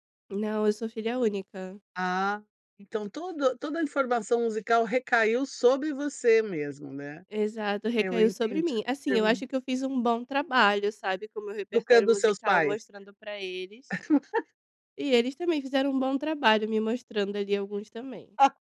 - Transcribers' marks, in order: tapping; chuckle
- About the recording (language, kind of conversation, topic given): Portuguese, podcast, Você se lembra de alguma descoberta musical que virou vício para você?